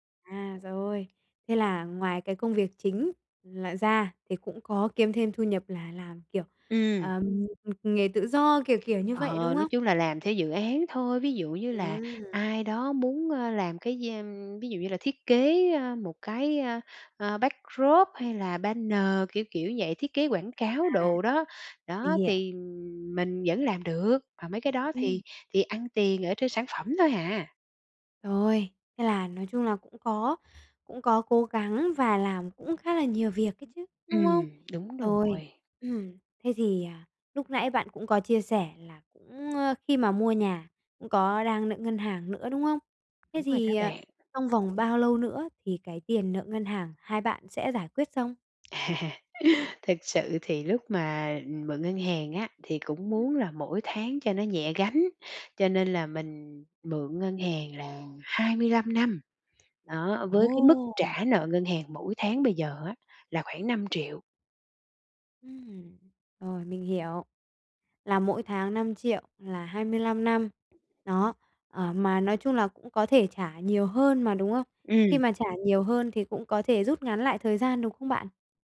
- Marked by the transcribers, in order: other background noise; tapping; unintelligible speech; in English: "backdrop"; in English: "banner"; laughing while speaking: "À"
- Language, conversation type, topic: Vietnamese, advice, Làm sao để chia nhỏ mục tiêu cho dễ thực hiện?